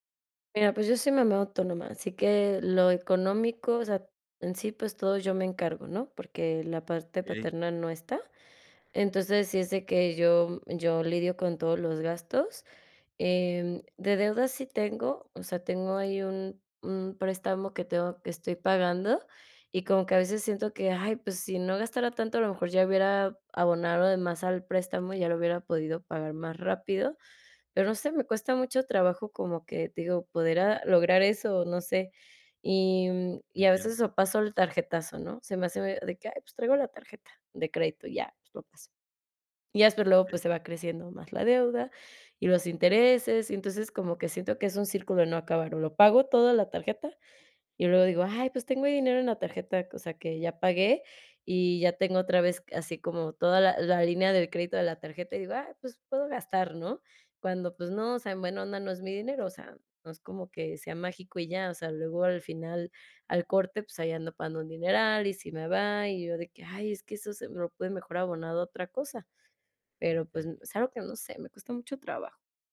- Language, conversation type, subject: Spanish, advice, ¿Cómo puedo cambiar mis hábitos de gasto para ahorrar más?
- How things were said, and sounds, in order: other background noise